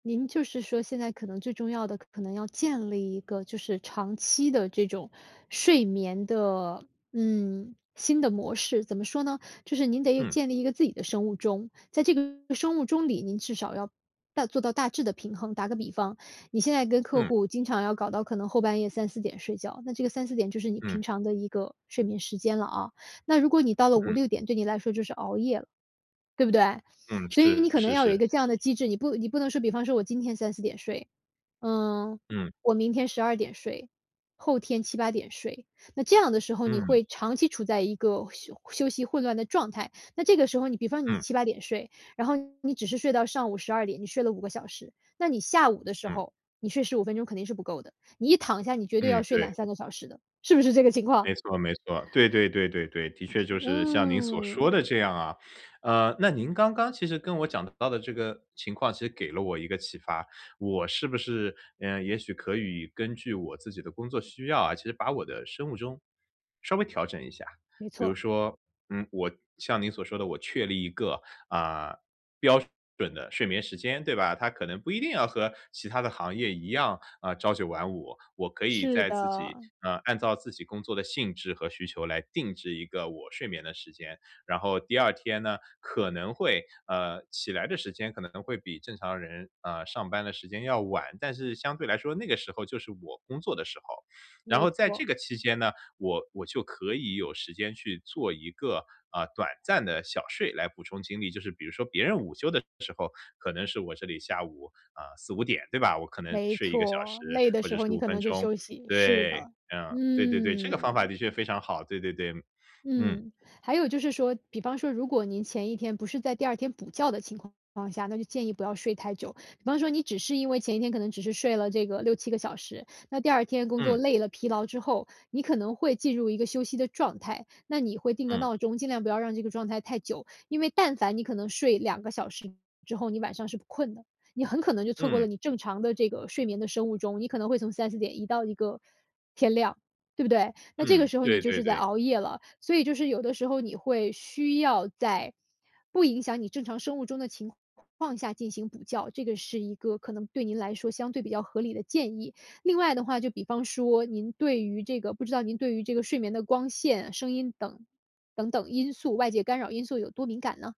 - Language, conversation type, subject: Chinese, advice, 什么时候小睡最合适，小睡多久比较好？
- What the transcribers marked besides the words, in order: none